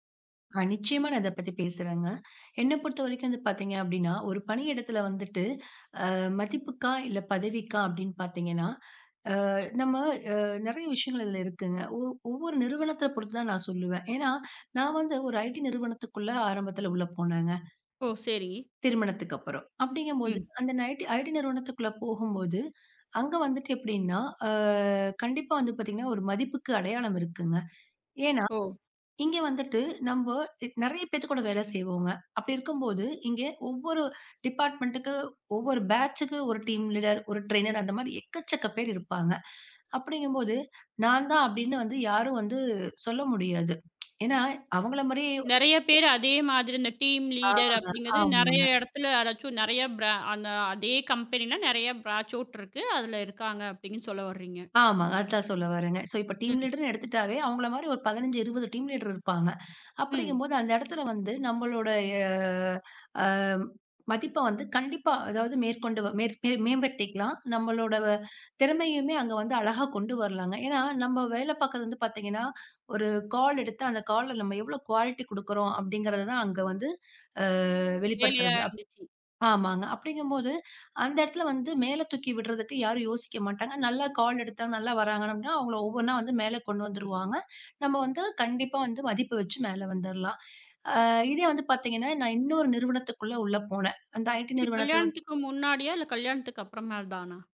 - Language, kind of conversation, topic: Tamil, podcast, பணியிடத்தில் மதிப்பு முதன்மையா, பதவி முதன்மையா?
- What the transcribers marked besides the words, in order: "வந்துட்டு" said as "அ"; "பார்த்தீங்கன்னா" said as "பாத்தீங்கன்னா"; "நம்ம" said as "அ"; "விஷயங்கள்" said as "விஷியங்கள்"; "ஏன்னா" said as "ஏனா"; in English: "ஐடி"; "அந்த" said as "நைட்டி"; in English: "ஐடி"; "எப்புடின்னா" said as "எப்டின்னா"; drawn out: "ஆ"; "ஏன்னா" said as "ஏனா"; "நம்போ" said as "த்"; "அப்படி" said as "அப்டி"; in English: "டிபார்ட்மென்ட்க்கு"; in English: "பேட்ச்க்கு"; in English: "டீம் லீடர்"; in English: "ட்ரைனர்"; "அப்படின்னு" said as "அப்டின்னு"; "ஏன்னா" said as "ஏனா"; in English: "டீம் லீடர்"; "அப்படிங்கறது" said as "அப்டிங்கது"; "ஆமாங்க" said as "அம்ங்க"; "இடத்துல" said as "அதாச்சும்"; in English: "அந்த"; "பிரான்" said as "அந்த"; in English: "கம்பெனில"; in English: "பிரான்ச்"; "அப்படினு" said as "அப்டிங்னு"; in English: "ஸோ"; in English: "டீம் லீடர்ன்னு"; "மாதிரி" said as "மாரி"; in English: "டீம் லீடர்"; "அப்படிங்கும்போது" said as "அப்டிங்கும்போது"; drawn out: "அ"; "ஏன்னா" said as "ஏனா"; "பார்க்கிறது" said as "பாக்கிறது"; "பார்த்தீங்கன்னா" said as "பாத்தீங்கன்னா"; in English: "கால்"; in English: "கால்"; in English: "குவாலிட்டி"; "அப்படிங்கிறதை" said as "அப்டிங்கிறதை"; drawn out: "அ"; "வெளிப்படுத்துறது" said as "அப்டி"; "அப்படிங்கும்போது" said as "அப்டிங்கும்போது"; in English: "கால்"; unintelligible speech; "அவங்களை" said as "அவுங்களை"; "வந்துடலாம்" said as "ஆ"; "பார்த்தீங்கன்னா" said as "பாத்தீங்கன்னா"; in English: "ஐடி"; "அப்புறமா" said as "அப்பறமா"